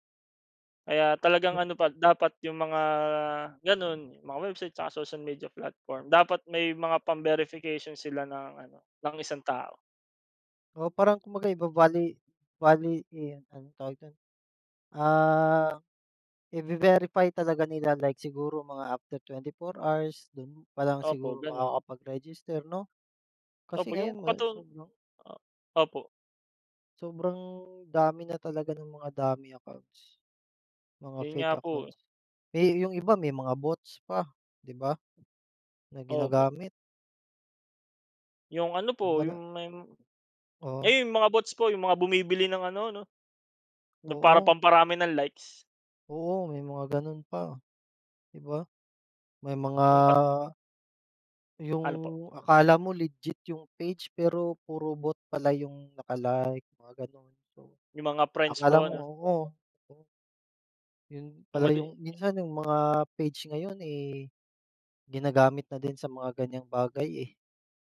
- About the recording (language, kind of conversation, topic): Filipino, unstructured, Ano ang palagay mo sa panliligalig sa internet at paano ito nakaaapekto sa isang tao?
- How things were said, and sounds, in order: unintelligible speech; other noise